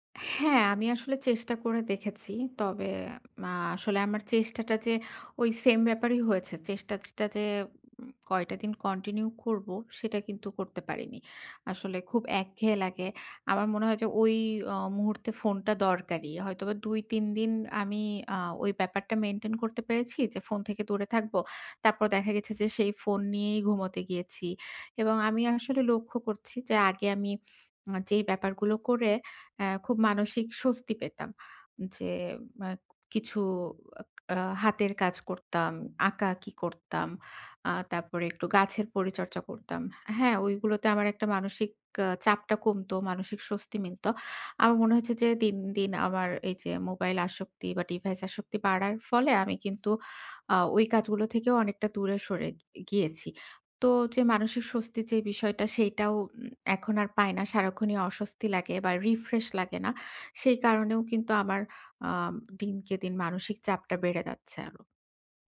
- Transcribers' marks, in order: "চেষ্টাটা" said as "চেষ্টাসটা"
- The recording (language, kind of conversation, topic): Bengali, advice, ভ্রমণ বা সাপ্তাহিক ছুটিতে মানসিক সুস্থতা বজায় রাখতে দৈনন্দিন রুটিনটি দ্রুত কীভাবে মানিয়ে নেওয়া যায়?